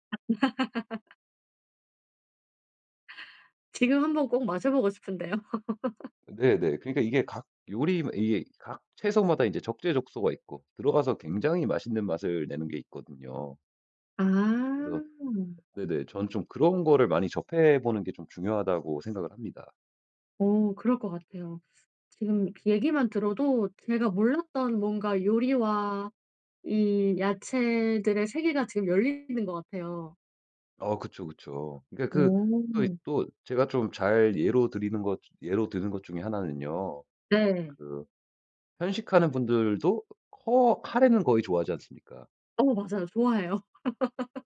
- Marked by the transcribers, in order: laugh; laugh; other background noise; laugh
- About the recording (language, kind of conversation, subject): Korean, podcast, 채소를 더 많이 먹게 만드는 꿀팁이 있나요?